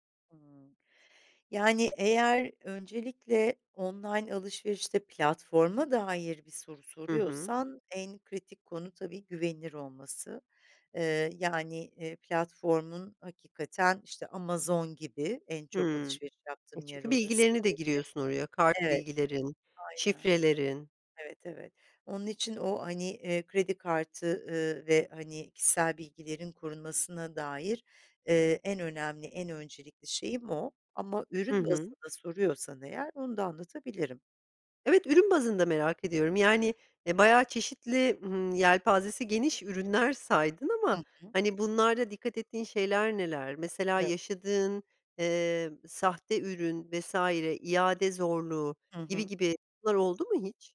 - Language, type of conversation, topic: Turkish, podcast, Çevrim içi alışveriş yaparken nelere dikkat ediyorsun ve yaşadığın ilginç bir deneyim var mı?
- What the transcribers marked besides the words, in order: none